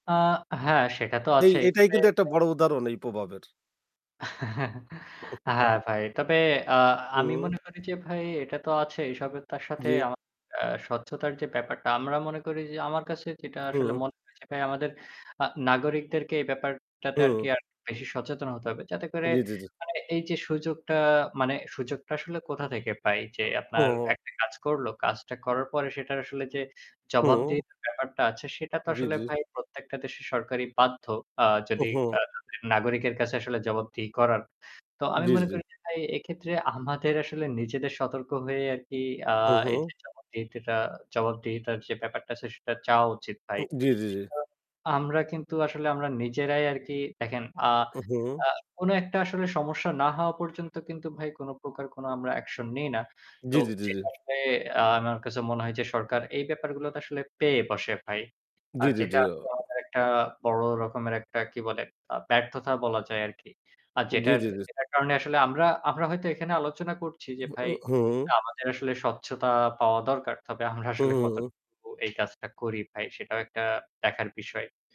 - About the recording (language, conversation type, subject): Bengali, unstructured, সরকারের তথ্য প্রকাশ কতটা স্বচ্ছ হওয়া উচিত?
- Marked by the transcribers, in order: static; distorted speech; "উদাহরণ" said as "উদারন"; "প্রভাবের" said as "প্রবাবের"; chuckle; other background noise; chuckle; horn